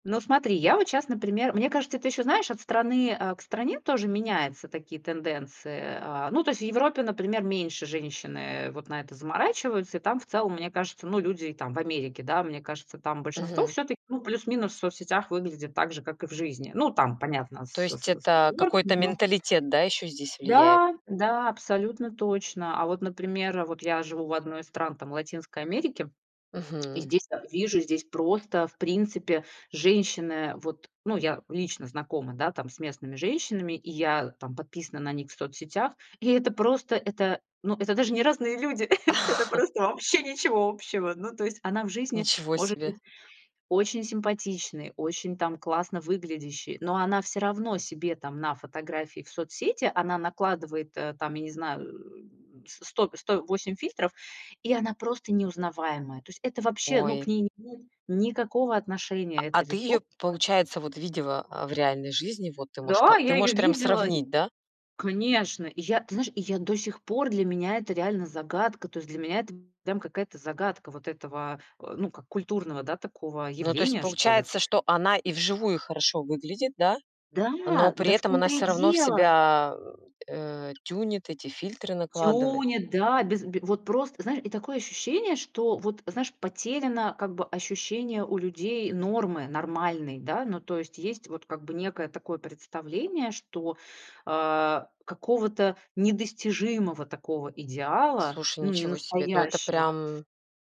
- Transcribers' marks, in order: tapping; chuckle; laughing while speaking: "люди - это просто вообще ничего общего"; "можешь" said as "мож"; "можешь" said as "мож"
- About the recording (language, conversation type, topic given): Russian, podcast, Как влияют фильтры и ретушь на самооценку?